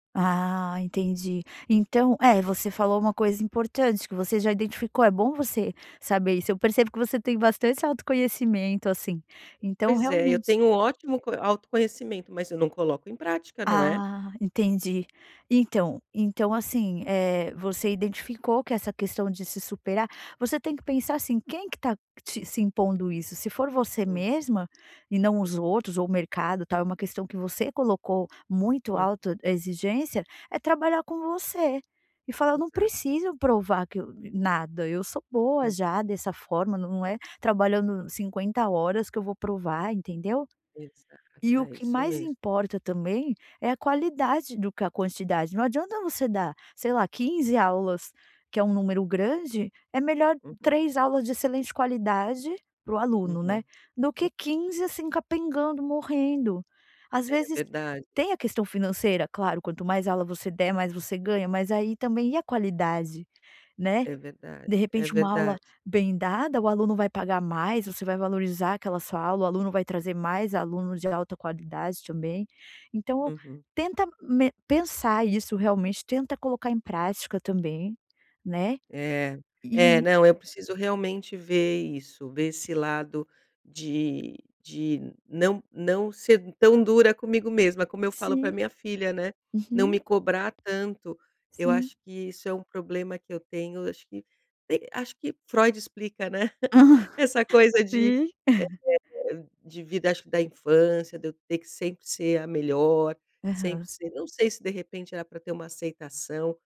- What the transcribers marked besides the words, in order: tapping; other background noise; chuckle; laugh; chuckle
- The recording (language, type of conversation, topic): Portuguese, advice, Como descrever a sensação de culpa ao fazer uma pausa para descansar durante um trabalho intenso?